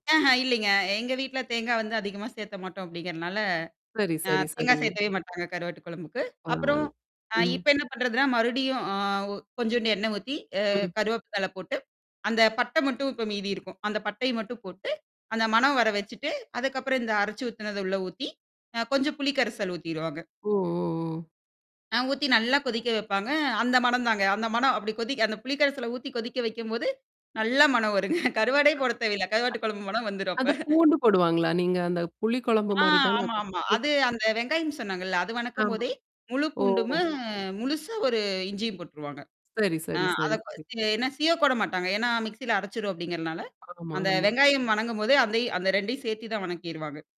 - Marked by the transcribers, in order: "சேர்க்க" said as "சேர்த்த"; "சேர்க்கவே" said as "சேர்த்தவே"; "கறிவேப்பிலை" said as "கருவப்த்தல"; other background noise; laughing while speaking: "நல்லா மனம் வருங்க. கருவாடே போட தேவையில்ல. கருவாட்டு குழம்பு மனம் வந்துரும் அப்ப"; distorted speech; unintelligible speech; drawn out: "ஓ!"
- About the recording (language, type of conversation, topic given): Tamil, podcast, அம்மாவின் சமையல் வாசனை வீட்டு நினைவுகளை எப்படிக் கிளப்புகிறது?